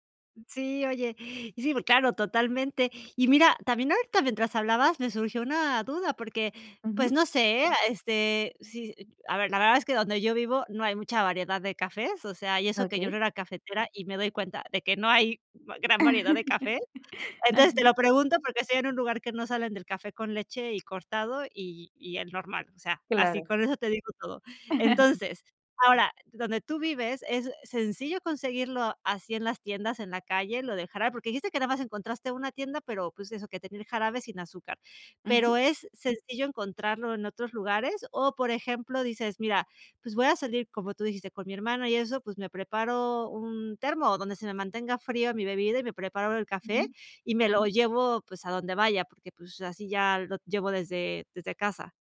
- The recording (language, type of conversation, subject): Spanish, podcast, ¿Qué papel tiene el café en tu mañana?
- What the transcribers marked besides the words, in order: tapping; laugh; laugh; other background noise